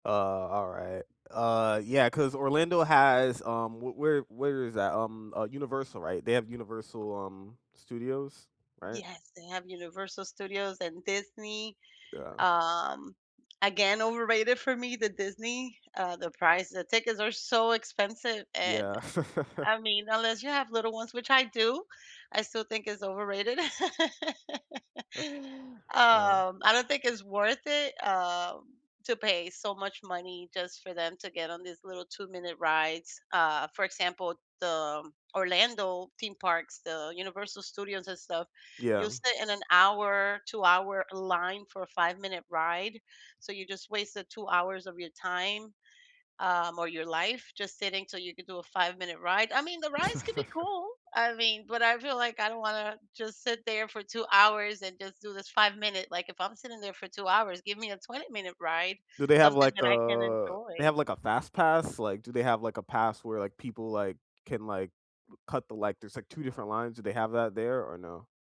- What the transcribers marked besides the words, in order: laugh; laugh; chuckle; chuckle
- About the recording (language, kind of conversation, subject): English, unstructured, Where is a travel destination you think is overrated, and why?
- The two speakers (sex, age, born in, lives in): female, 40-44, Puerto Rico, United States; male, 25-29, United States, United States